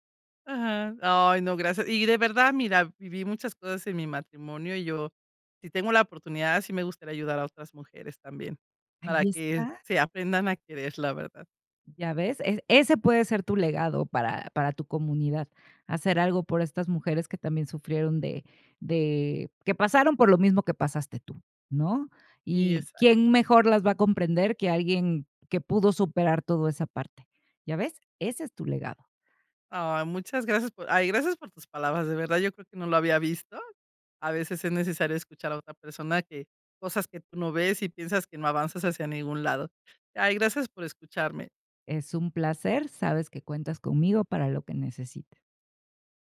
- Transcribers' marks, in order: tapping
- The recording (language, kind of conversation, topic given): Spanish, advice, ¿Qué te preocupa sobre tu legado y qué te gustaría dejarles a las futuras generaciones?